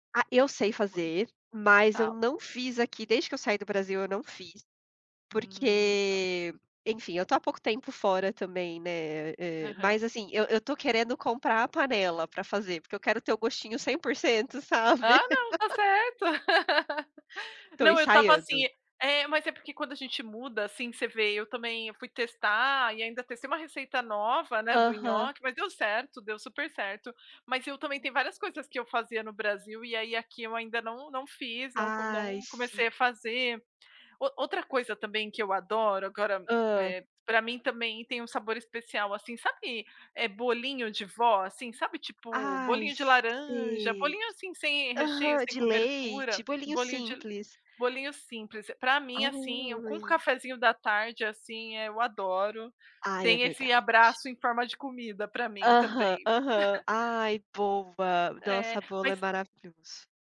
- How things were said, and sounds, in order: other background noise; laugh; tapping; chuckle
- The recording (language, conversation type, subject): Portuguese, unstructured, Qual prato você considera um verdadeiro abraço em forma de comida?